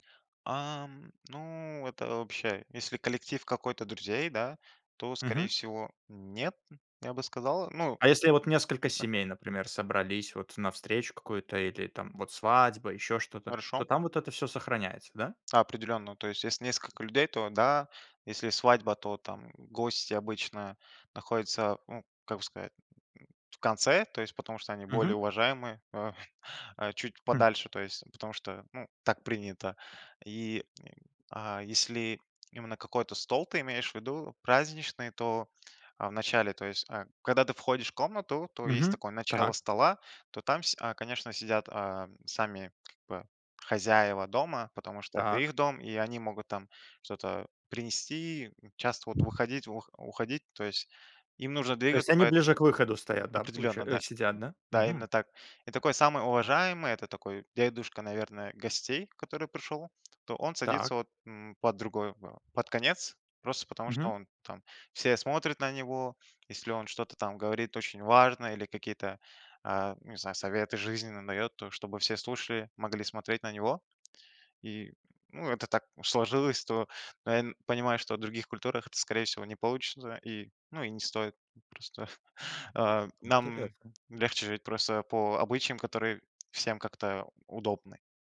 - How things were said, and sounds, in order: drawn out: "Ам, ну"; stressed: "хозяева"; tapping; chuckle
- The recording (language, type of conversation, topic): Russian, podcast, Как вы сохраняете родные обычаи вдали от родины?